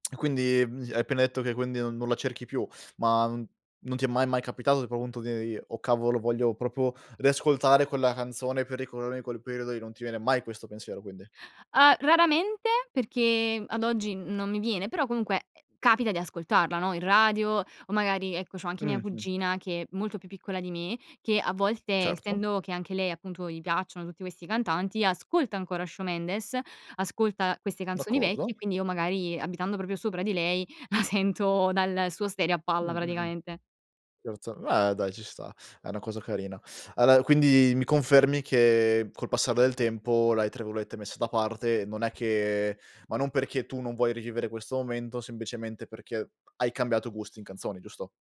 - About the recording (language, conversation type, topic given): Italian, podcast, Hai una canzone che associ a un ricordo preciso?
- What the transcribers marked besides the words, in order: lip smack; "tipo" said as "ipo"; unintelligible speech; "proprio" said as "propio"; "ricordarmi" said as "ricorormi"; other background noise; chuckle; "Allora" said as "aller"; "virgolette" said as "virolette"; tapping; "semplicemente" said as "sembicemente"